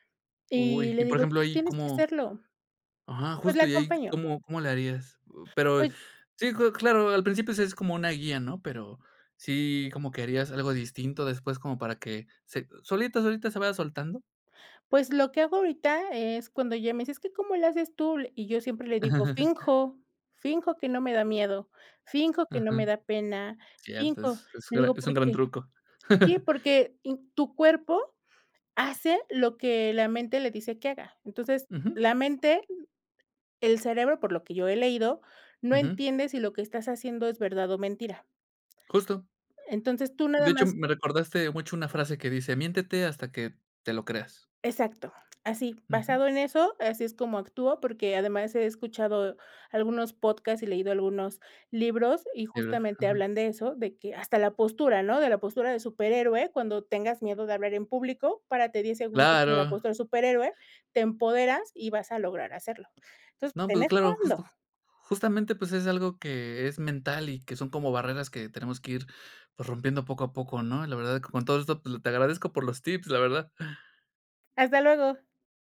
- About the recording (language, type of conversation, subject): Spanish, podcast, ¿Cómo superas el miedo a equivocarte al aprender?
- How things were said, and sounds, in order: other background noise; chuckle; chuckle